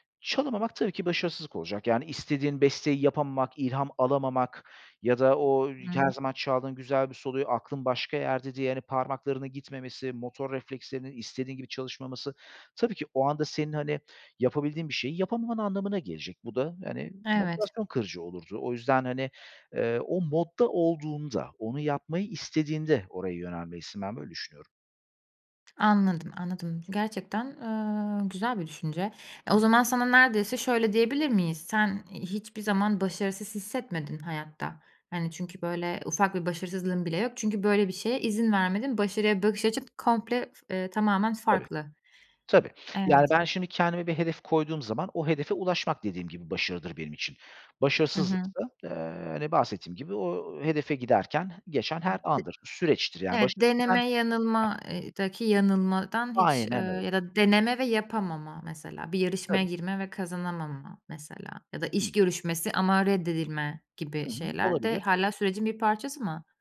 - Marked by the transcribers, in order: other background noise; unintelligible speech
- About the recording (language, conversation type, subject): Turkish, podcast, Başarısızlıkla karşılaştığında kendini nasıl motive ediyorsun?